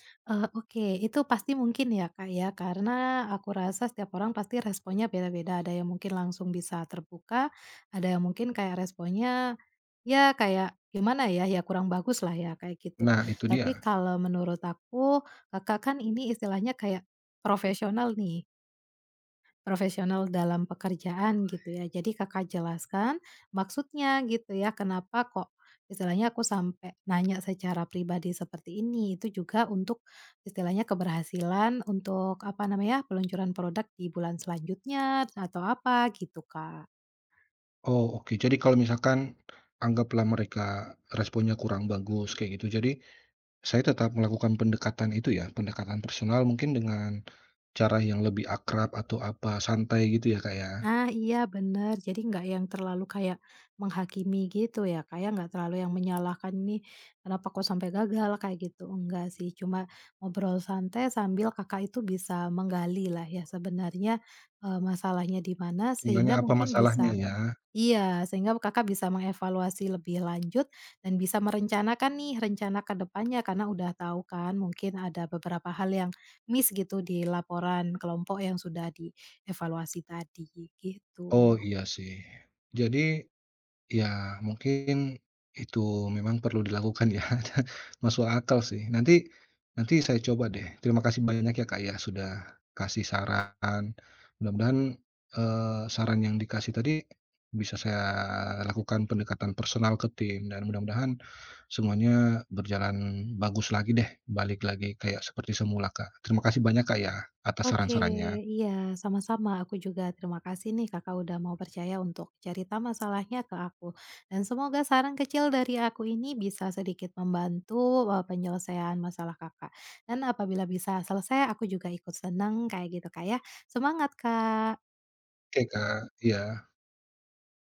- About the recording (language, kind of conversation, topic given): Indonesian, advice, Bagaimana sebaiknya saya menyikapi perasaan gagal setelah peluncuran produk yang hanya mendapat sedikit respons?
- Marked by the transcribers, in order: other background noise; in English: "miss"; laughing while speaking: "ya"